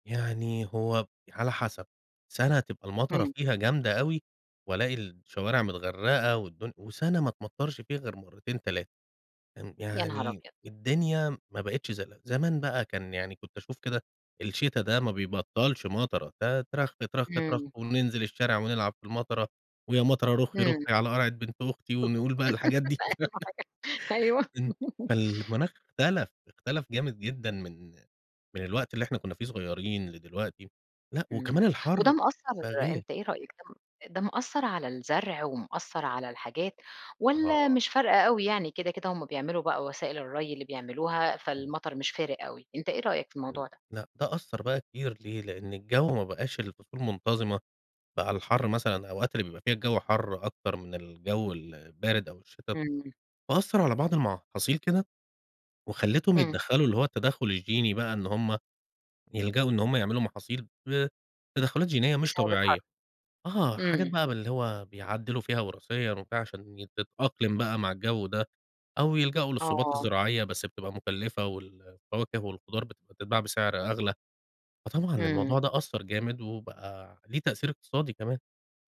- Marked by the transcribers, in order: laugh; laughing while speaking: "أيوه، أي أيوه"; laughing while speaking: "بتاع"; laugh; other background noise
- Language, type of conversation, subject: Arabic, podcast, إيه أكتر حاجة بتقلقك من تغيّر المناخ؟